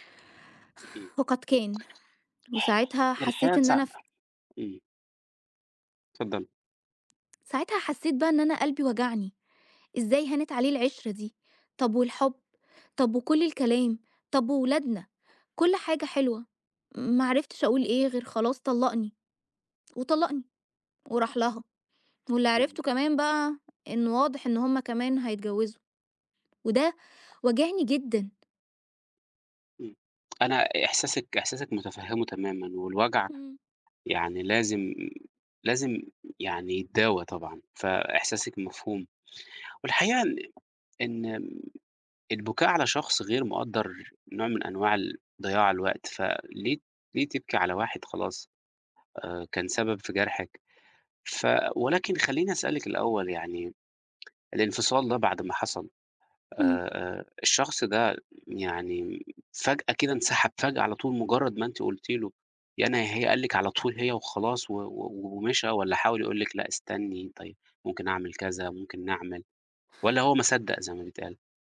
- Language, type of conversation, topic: Arabic, advice, إزاي بتتعامل/ي مع الانفصال بعد علاقة طويلة؟
- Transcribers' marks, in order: tapping